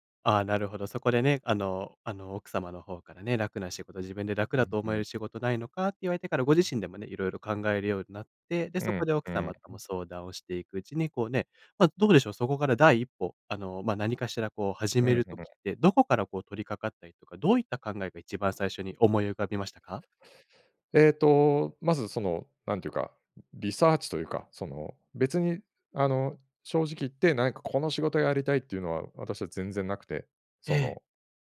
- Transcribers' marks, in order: unintelligible speech
- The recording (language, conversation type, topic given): Japanese, podcast, キャリアの中で、転機となったアドバイスは何でしたか？